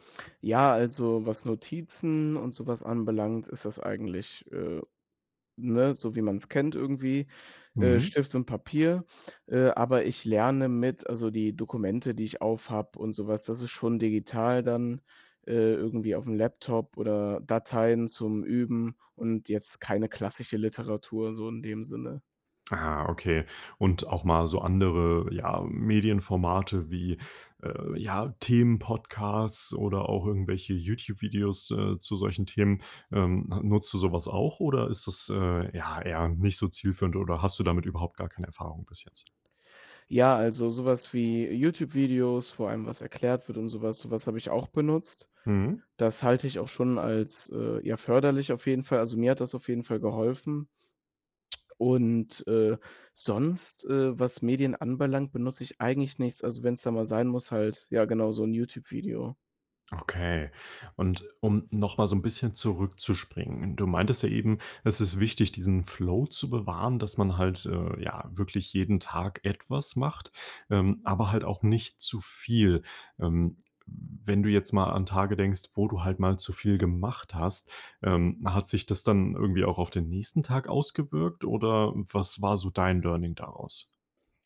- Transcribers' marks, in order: in English: "Learning"
- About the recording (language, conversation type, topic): German, podcast, Wie findest du im Alltag Zeit zum Lernen?
- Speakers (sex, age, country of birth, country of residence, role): male, 18-19, Germany, Germany, guest; male, 20-24, Germany, Germany, host